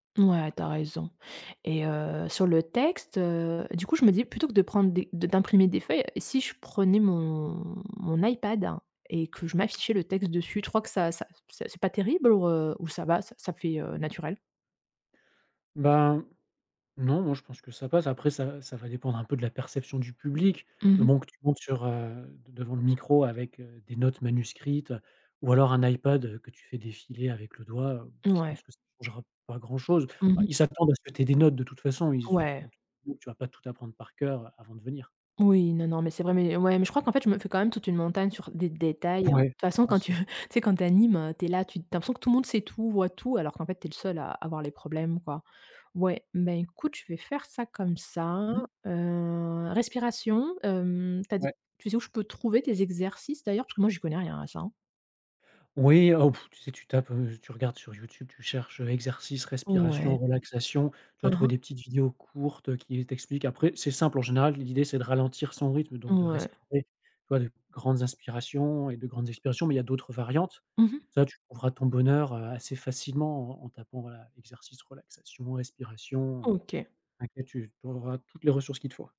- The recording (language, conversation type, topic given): French, advice, Comment décririez-vous votre anxiété avant de prendre la parole en public ?
- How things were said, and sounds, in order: drawn out: "mon"; laughing while speaking: "Ouais"; other background noise; laughing while speaking: "tu"; blowing